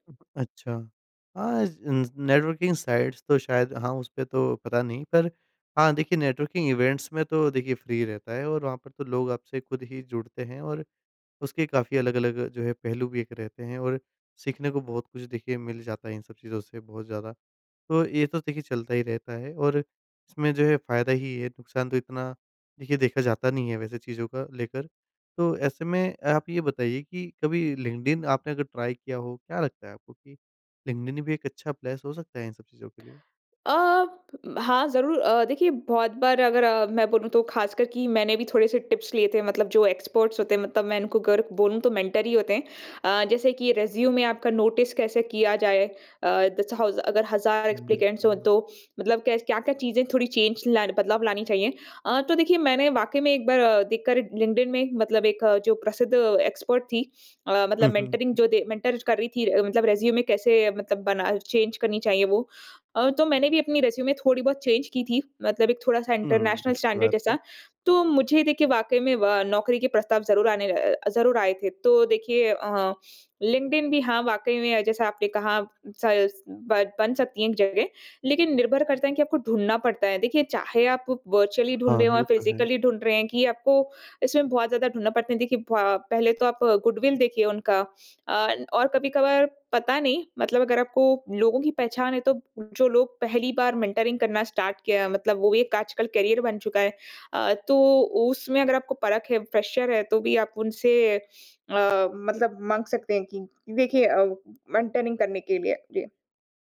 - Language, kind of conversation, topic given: Hindi, podcast, मेंटर चुनते समय आप किन बातों पर ध्यान देते हैं?
- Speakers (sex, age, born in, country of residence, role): female, 25-29, India, India, guest; male, 25-29, India, India, host
- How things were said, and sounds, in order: other noise; in English: "नेटवर्किंग साइट्स"; in English: "नेटवर्किंग इवेंट्स"; in English: "फ्री"; in English: "ट्राई"; in English: "प्लेस"; in English: "टिप्स"; in English: "एक्सपर्ट्स"; in English: "मेंटर"; in English: "रिज्यूमे"; in English: "नोटिस"; in English: "एसप्लीकेंट्स"; "एप्लीकेंट्स" said as "एसप्लीकेंट्स"; in English: "चेंज"; in English: "एक्सपर्ट"; tapping; in English: "मेंटरिंग"; in English: "मेंटर"; in English: "रिज्यूमे"; in English: "चेंज"; in English: "रिज्यूमे"; in English: "चेंज"; in English: "इंटरनेशनल स्टैंडर्ड"; in English: "वर्चुअली"; in English: "फिजिकली"; in English: "गुडविल"; in English: "मेंटरिंग"; in English: "स्टार्ट"; in English: "करियर"; in English: "फ्रेशर"; other background noise; in English: "मेंटरिंग"